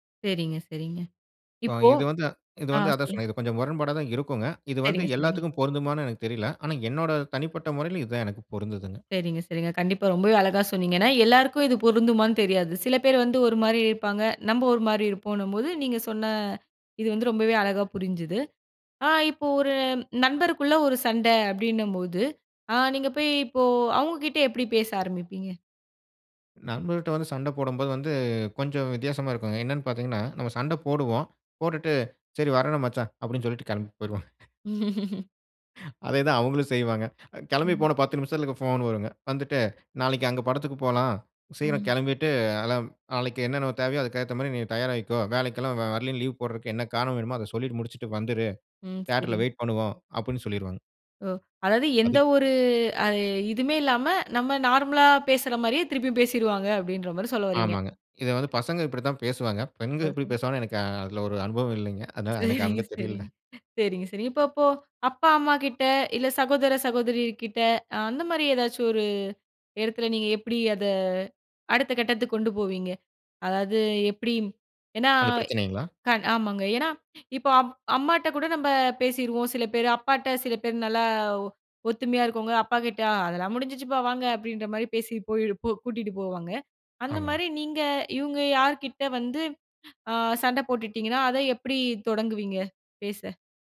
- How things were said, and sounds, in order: other background noise; chuckle; laugh; other noise; laughing while speaking: "சரிங்க சரிங்க"
- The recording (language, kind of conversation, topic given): Tamil, podcast, சண்டை முடிந்த பிறகு உரையாடலை எப்படி தொடங்குவது?